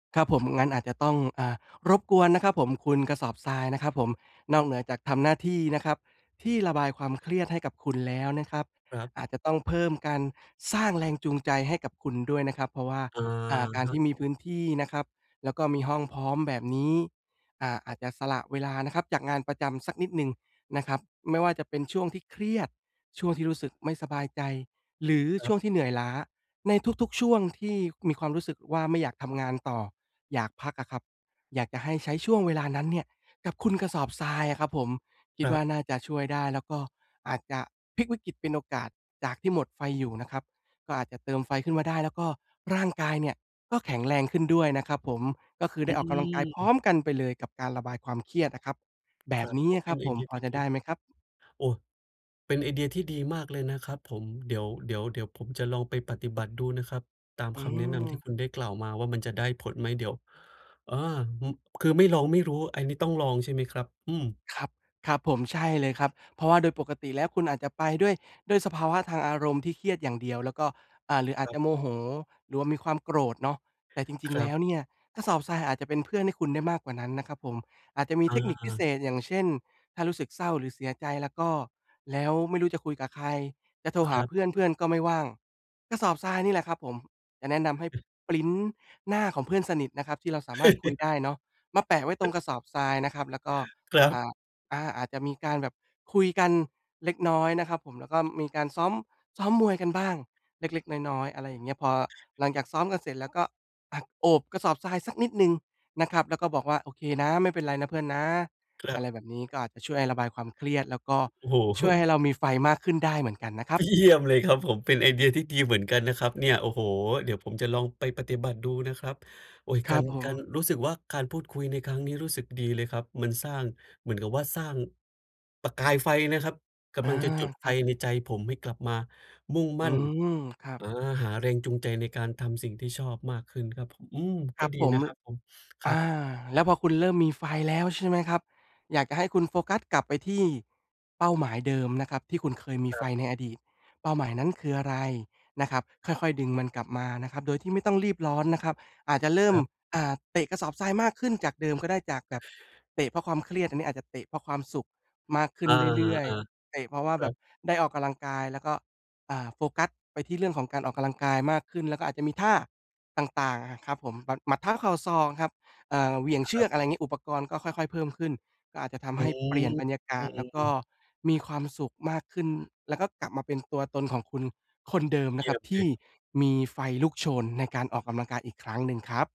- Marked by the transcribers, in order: tapping; other background noise; other noise; unintelligible speech; chuckle; laughing while speaking: "เยี่ยม"; sniff; unintelligible speech
- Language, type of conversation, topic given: Thai, advice, ควรทำอย่างไรเมื่อหมดแรงจูงใจในการทำสิ่งที่ชอบ?